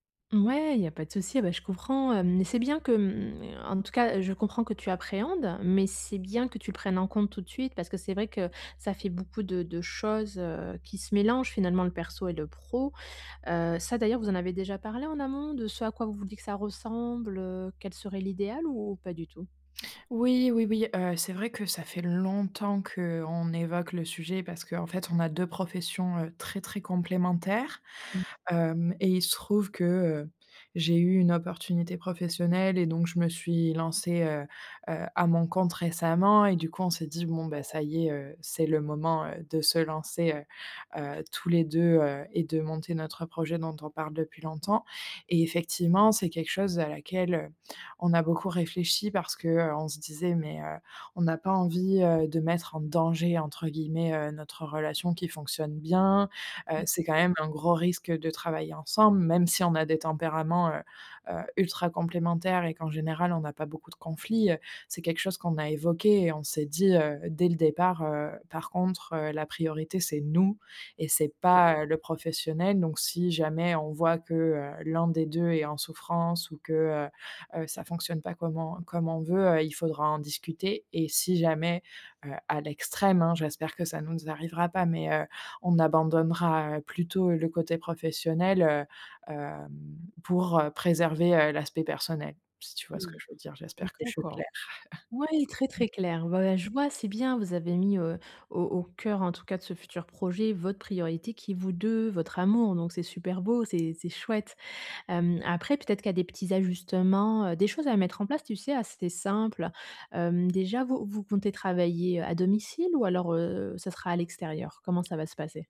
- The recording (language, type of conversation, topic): French, advice, Comment puis-je mieux séparer mon travail de ma vie personnelle pour me sentir moins stressé ?
- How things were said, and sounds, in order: stressed: "longtemps"; other background noise; stressed: "nous"; chuckle